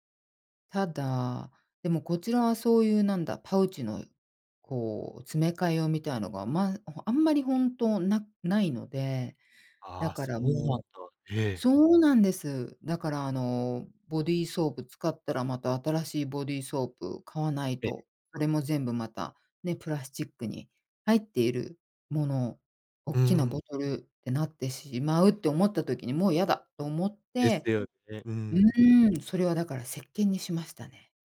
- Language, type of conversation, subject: Japanese, podcast, プラスチックごみの問題について、あなたはどう考えますか？
- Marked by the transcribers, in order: none